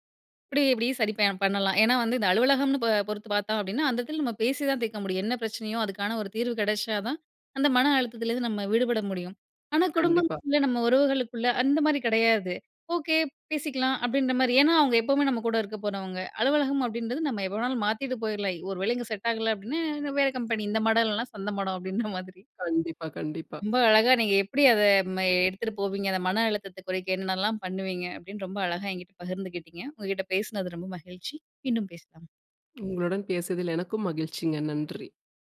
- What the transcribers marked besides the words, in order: other background noise; laughing while speaking: "அப்டின்ற மாதிரி"; other noise
- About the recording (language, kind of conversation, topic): Tamil, podcast, மனஅழுத்தம் வந்தால் நீங்கள் முதலில் என்ன செய்கிறீர்கள்?